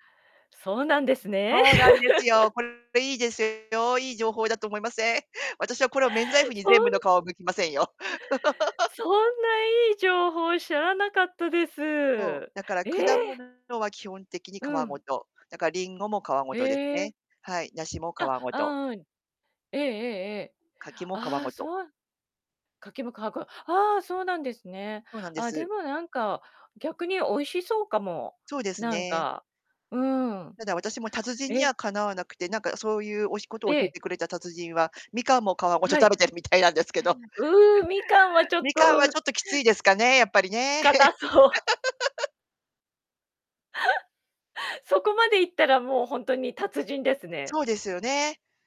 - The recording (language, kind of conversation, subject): Japanese, podcast, 家事を時短するコツはありますか？
- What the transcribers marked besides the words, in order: distorted speech; laugh; laugh; other background noise; laugh; chuckle